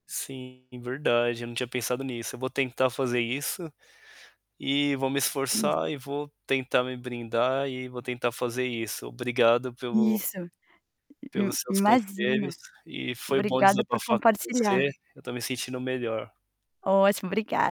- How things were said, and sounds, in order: distorted speech; static; tapping
- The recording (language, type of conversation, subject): Portuguese, advice, Como o estresse causado pela sobrecarga de trabalho tem afetado você?